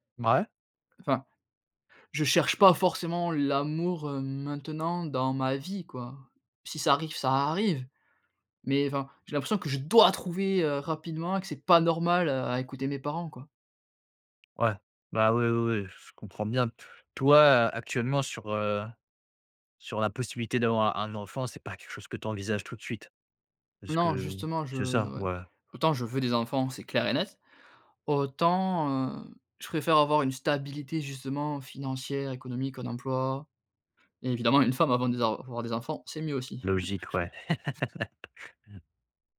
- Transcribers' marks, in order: stressed: "dois"; stressed: "pas"; other background noise; chuckle; laugh
- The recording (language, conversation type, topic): French, advice, Comment gérez-vous la pression familiale pour avoir des enfants ?